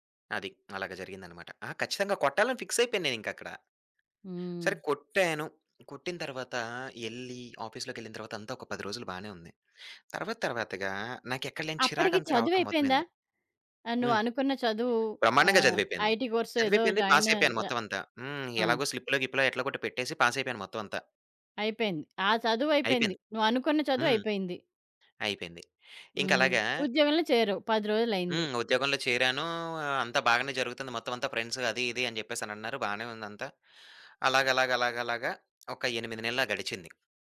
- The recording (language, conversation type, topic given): Telugu, podcast, ఉద్యోగ భద్రతా లేదా స్వేచ్ఛ — మీకు ఏది ఎక్కువ ముఖ్యమైంది?
- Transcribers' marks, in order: other background noise; in English: "ఆఫీస్‌లోకెళ్లిన"; tapping; in English: "ఐటీ"; in English: "స్లిప్‌లో"; in English: "ఫ్రెండ్స్"